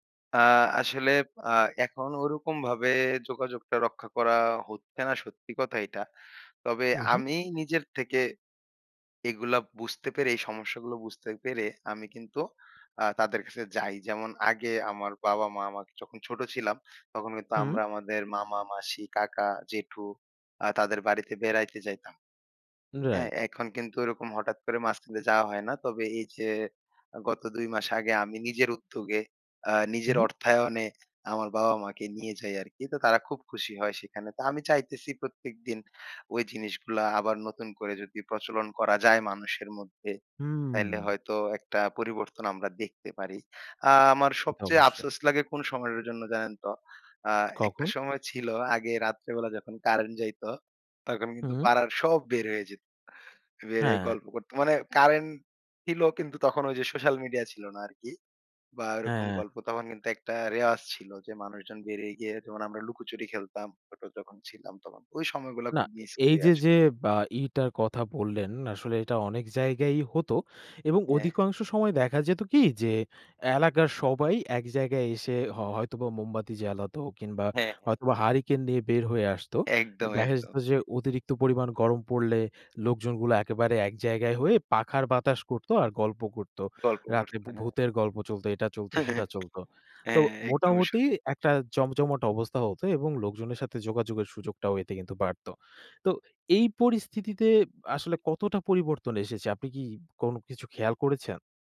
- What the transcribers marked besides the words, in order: stressed: "সব"; laugh
- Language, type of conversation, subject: Bengali, podcast, আপনি কীভাবে একাকীত্ব কাটাতে কাউকে সাহায্য করবেন?